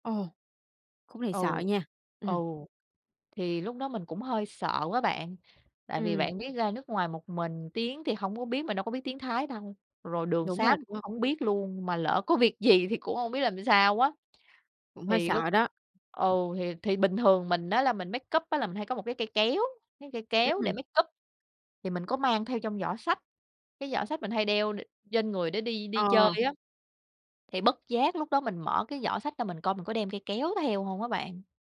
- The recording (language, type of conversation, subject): Vietnamese, podcast, Bạn có kỷ niệm đáng nhớ nào gắn với sở thích này không?
- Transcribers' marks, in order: tapping; laughing while speaking: "có việc gì"; other background noise; in English: "makeup"